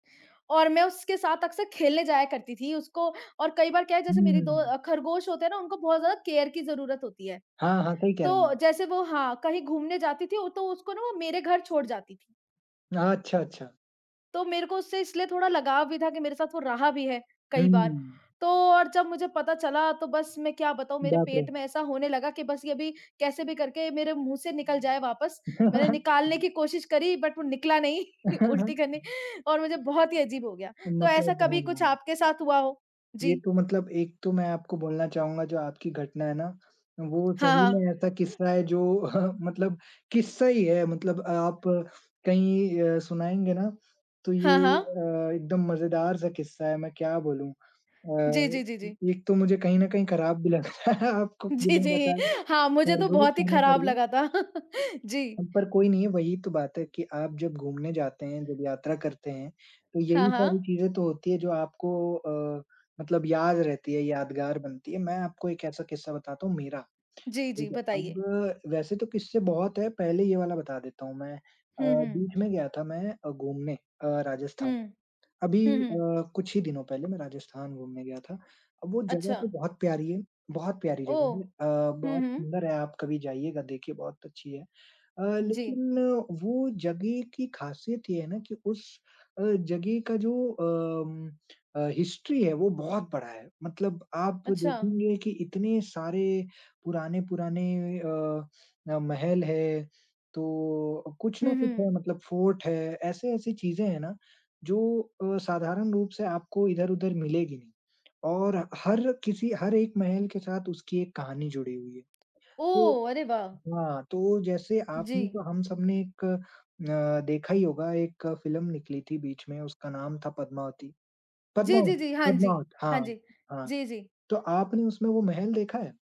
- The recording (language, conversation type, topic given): Hindi, unstructured, क्या यात्रा के दौरान आपको कभी कोई हैरान कर देने वाली कहानी मिली है?
- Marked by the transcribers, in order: in English: "केयर"; laugh; in English: "बट"; chuckle; chuckle; laughing while speaking: "रहा है, आपको"; laughing while speaking: "जी, जी"; laugh; tapping; in English: "हिस्ट्री"; in English: "फोर्ट"